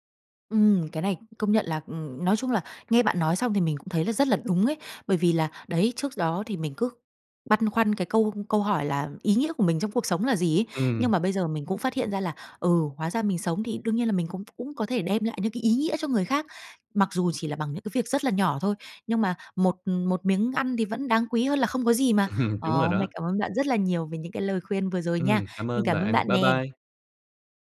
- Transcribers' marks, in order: tapping; chuckle
- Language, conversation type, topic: Vietnamese, advice, Làm sao để bạn có thể cảm thấy mình đang đóng góp cho xã hội và giúp đỡ người khác?